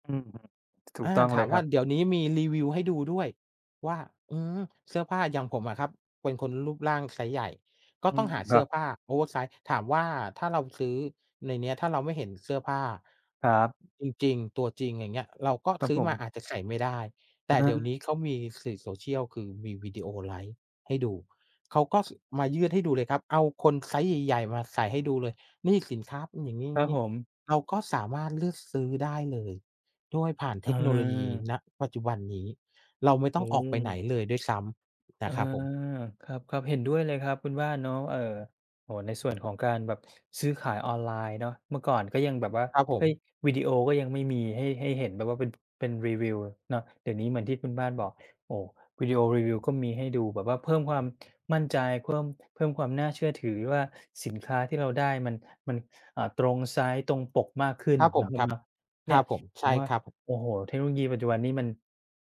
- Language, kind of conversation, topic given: Thai, unstructured, เทคโนโลยีเปลี่ยนวิธีที่เราใช้ชีวิตอย่างไรบ้าง?
- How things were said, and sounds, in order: tapping; in English: "oversize"; other background noise